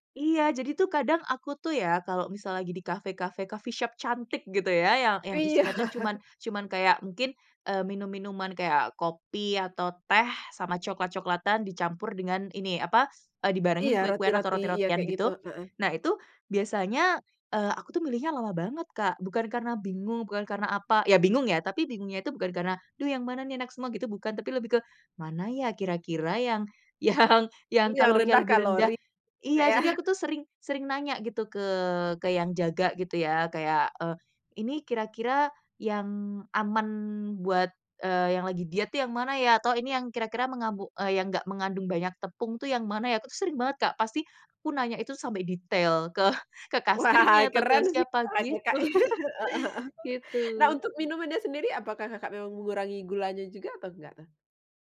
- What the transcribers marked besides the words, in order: chuckle; laughing while speaking: "yang"; chuckle; laughing while speaking: "Wah"; chuckle
- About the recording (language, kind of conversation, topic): Indonesian, podcast, Bagaimana kamu mengatur pola makan saat makan di luar?